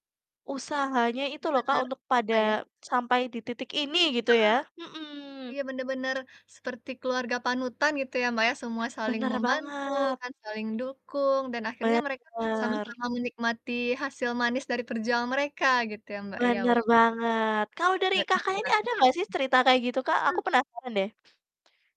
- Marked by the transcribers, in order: distorted speech; other background noise
- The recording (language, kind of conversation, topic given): Indonesian, unstructured, Apakah kamu percaya bahwa semua orang memiliki kesempatan yang sama untuk meraih kesuksesan?